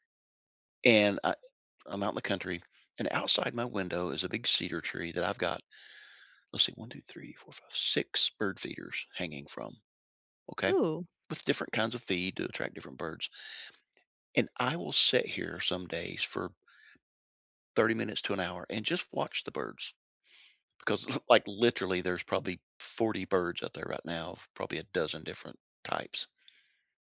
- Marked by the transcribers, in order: laughing while speaking: "'cause, like"
- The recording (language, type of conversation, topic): English, unstructured, How do you practice self-care in your daily routine?
- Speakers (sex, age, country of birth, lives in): female, 30-34, United States, United States; male, 60-64, United States, United States